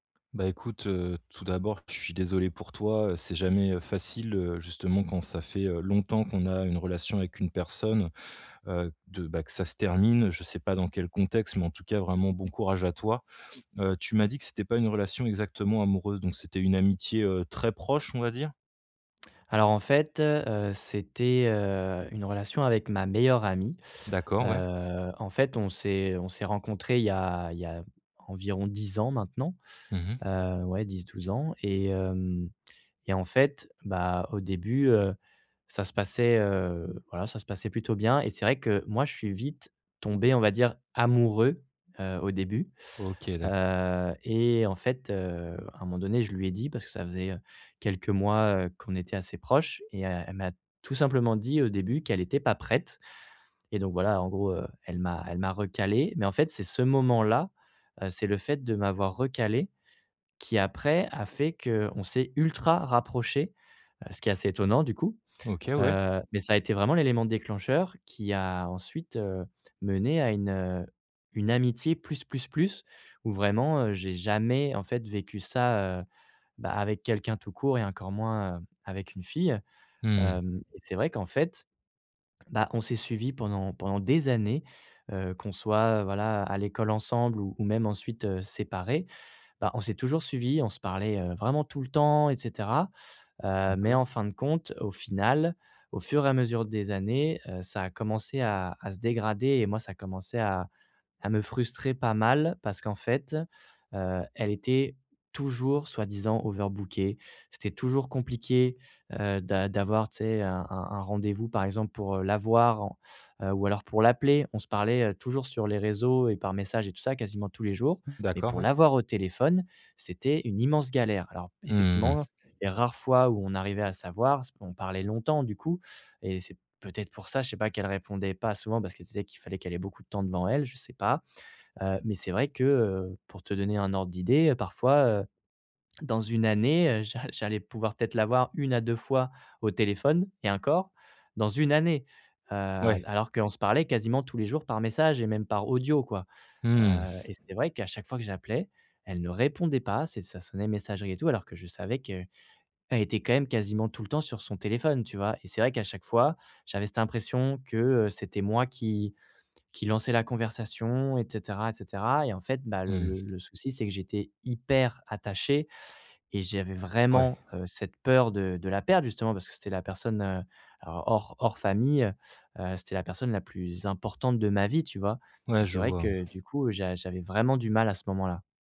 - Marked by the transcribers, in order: stressed: "amoureux"; stressed: "prête"; stressed: "ultra"; stressed: "hyper"
- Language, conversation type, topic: French, advice, Comment reconstruire ta vie quotidienne après la fin d’une longue relation ?